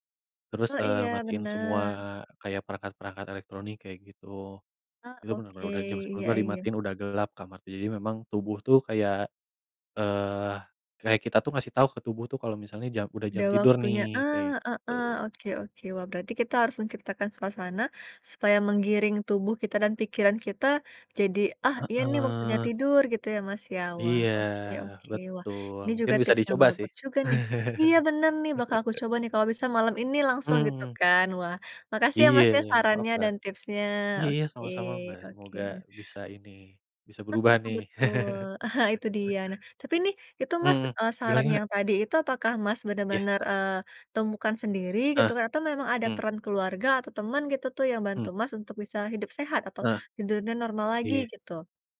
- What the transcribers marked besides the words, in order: other background noise; laugh; chuckle
- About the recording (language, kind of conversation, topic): Indonesian, unstructured, Apa tantangan terbesar saat mencoba menjalani hidup sehat?